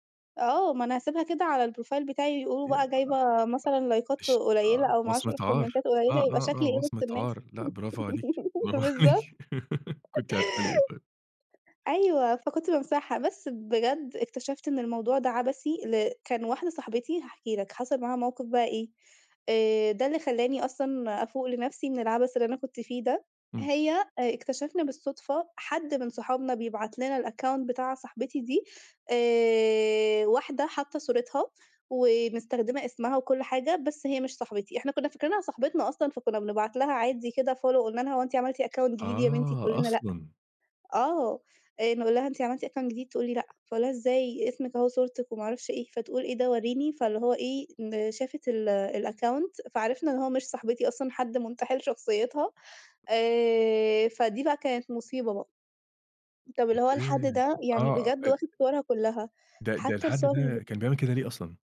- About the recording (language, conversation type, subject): Arabic, podcast, إزاي تتعامل مع المقارنات على السوشيال ميديا؟
- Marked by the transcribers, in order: in English: "الprofile"; unintelligible speech; in English: "لايكات"; in English: "الكومنتات"; laughing while speaking: "برافو عليكِ"; giggle; tapping; in English: "الaccount"; in English: "follow"; in English: "account"; in English: "account"; in English: "الaccount"